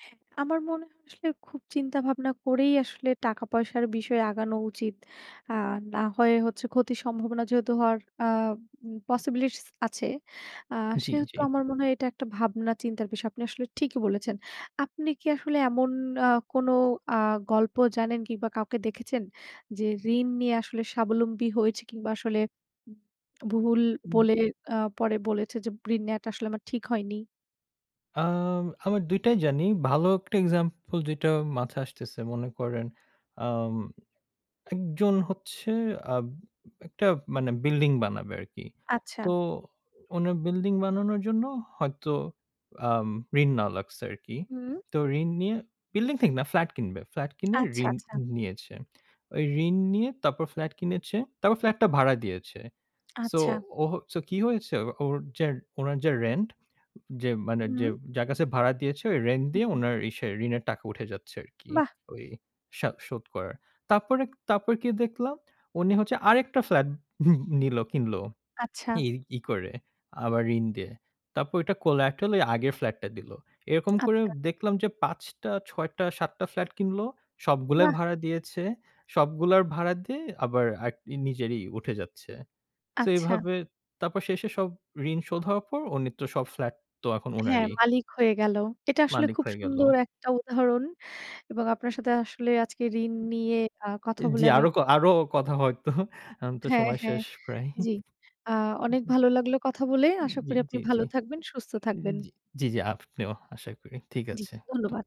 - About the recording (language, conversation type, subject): Bengali, unstructured, ঋণ নেওয়া কখন ঠিক এবং কখন ভুল?
- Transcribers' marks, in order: in English: "পসিবিলিটিস"; scoff; in English: "collaterally"; laughing while speaking: "হয়তো এখন তো সময় শেষ প্রায়"; tapping